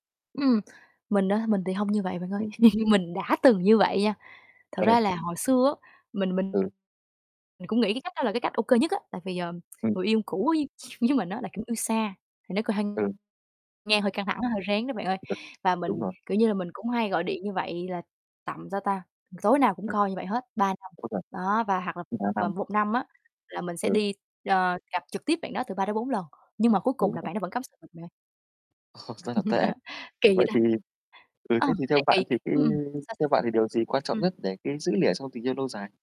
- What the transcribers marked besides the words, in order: laugh; tapping; distorted speech; other background noise; static; in English: "call"; unintelligible speech; laugh; "lửa" said as "lỉa"
- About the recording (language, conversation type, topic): Vietnamese, unstructured, Làm thế nào để giữ lửa trong tình yêu lâu dài?